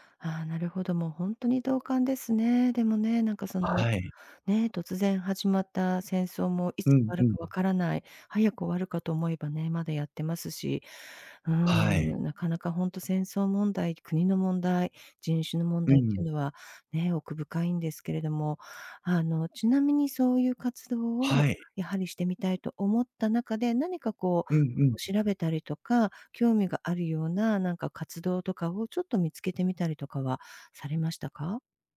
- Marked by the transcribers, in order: other background noise
- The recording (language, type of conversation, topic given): Japanese, advice, 社会貢献や意味のある活動を始めるには、何から取り組めばよいですか？